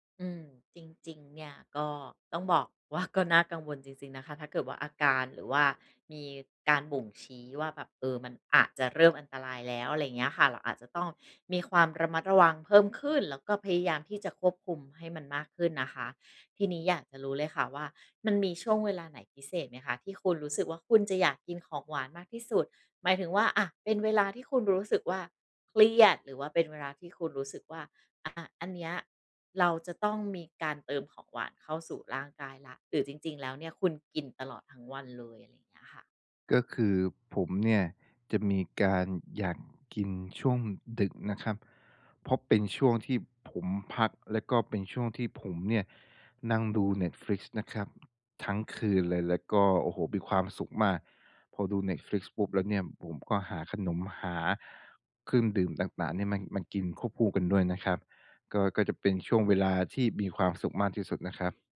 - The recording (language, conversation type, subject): Thai, advice, คุณควรเริ่มลดการบริโภคน้ำตาลอย่างไร?
- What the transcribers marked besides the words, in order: none